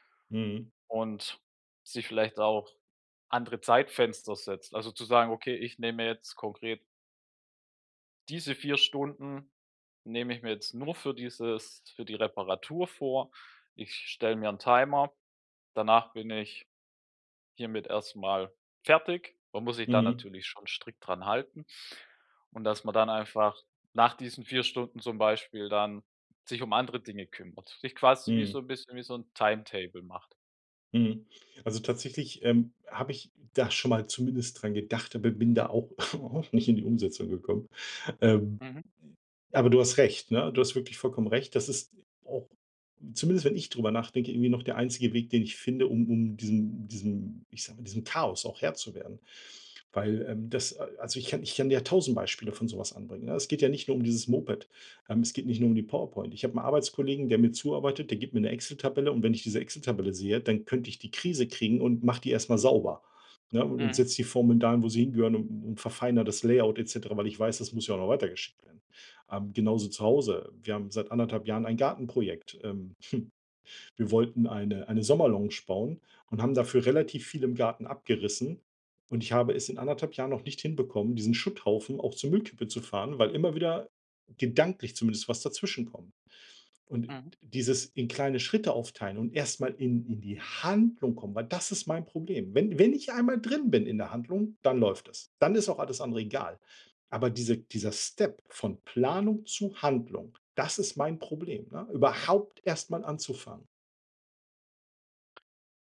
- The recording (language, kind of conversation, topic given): German, advice, Wie hindert mich mein Perfektionismus daran, mit meinem Projekt zu starten?
- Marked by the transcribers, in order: scoff; chuckle; stressed: "überhaupt"